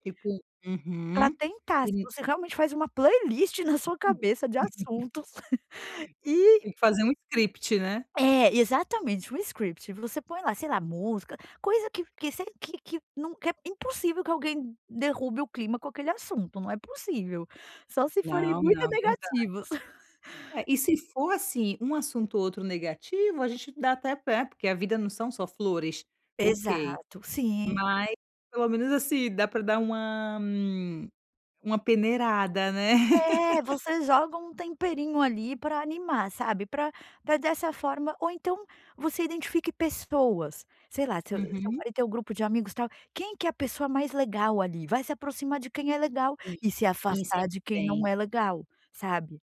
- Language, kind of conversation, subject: Portuguese, advice, Como posso melhorar minha habilidade de conversar e me enturmar em festas?
- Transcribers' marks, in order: laugh; in English: "script"; laugh; in English: "script"; laugh; laugh